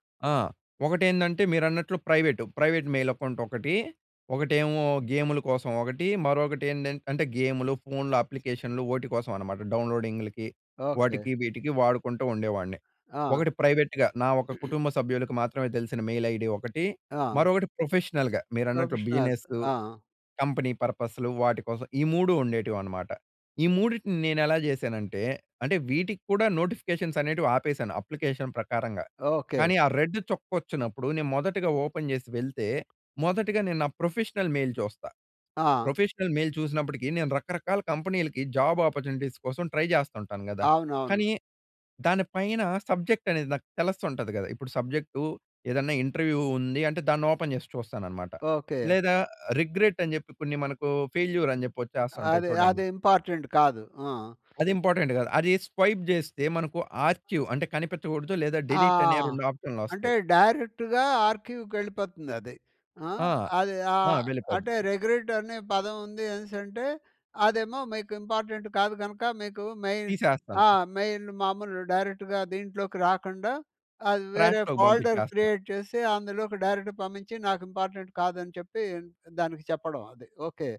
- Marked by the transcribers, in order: in English: "ప్రైవేట్. ప్రైవేట్ మెయిల్ అకౌంట్"; in English: "ప్రైవేట్‌గా"; throat clearing; in English: "మెయిల్ ఐడీ"; in English: "ప్రొఫెషనల్‌గా"; in English: "బిజినెస్ కంపెనీ పర్పస్‌లు"; in English: "ప్రొఫెషనల్స్"; in English: "నోటిఫికేషన్స్"; in English: "అప్లికేషన్"; in English: "రెడ్"; in English: "ఓపెన్"; in English: "ప్రొఫెషనల్ మెయిల్"; in English: "ప్రొఫెషనల్ మెయిల్"; in English: "కంపెనీలకి జాబ్ అపార్చునిటీస్"; in English: "ట్రై"; in English: "సబ్జెక్ట్"; in English: "ఇంటర్వ్యూ"; in English: "ఓపెన్"; in English: "రిగ్రెట్"; in English: "ఫెయిల్యూర్"; in English: "ఇంపార్టంట్"; in English: "ఇంపార్టెంట్"; in English: "స్వైప్"; in English: "ఆర్చీవ్"; in English: "డిలీట్"; in English: "డైరెక్ట్‌గా ఆర్‌క్యూకి"; in English: "రెగ్రెట్"; in English: "ఇంపార్టెంట్"; in English: "మెయిన్"; in English: "మెయిన్"; in English: "డైరెక్ట్‌గా"; in English: "ఫోల్డర్ క్రియేట్"; in English: "ట్రాష్‌లోకి"; in English: "డైరెక్ట్"; in English: "ఇంపార్టెంట్"
- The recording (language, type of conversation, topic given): Telugu, podcast, ఫోన్ నోటిఫికేషన్లను మీరు ఎలా నిర్వహిస్తారు?